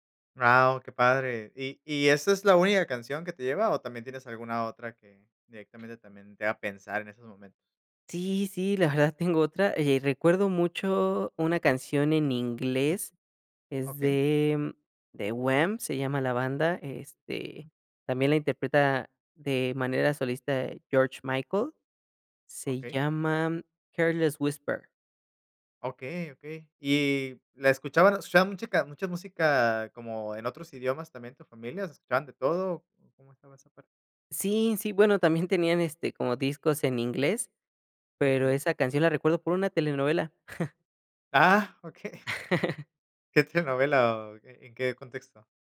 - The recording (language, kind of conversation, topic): Spanish, podcast, ¿Qué canción te transporta a la infancia?
- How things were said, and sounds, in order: other background noise; "musica" said as "muchica"; chuckle; laugh